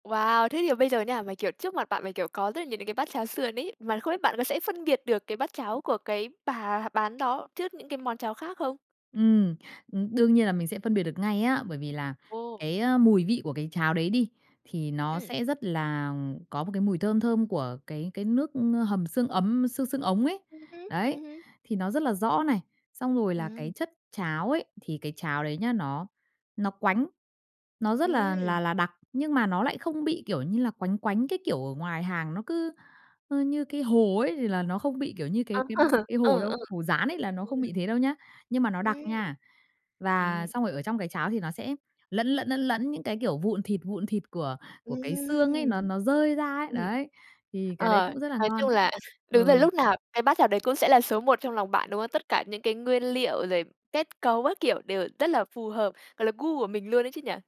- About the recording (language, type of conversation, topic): Vietnamese, podcast, Bạn có thể kể về một món ăn gắn liền với ký ức tuổi thơ của bạn không?
- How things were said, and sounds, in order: tapping; chuckle; chuckle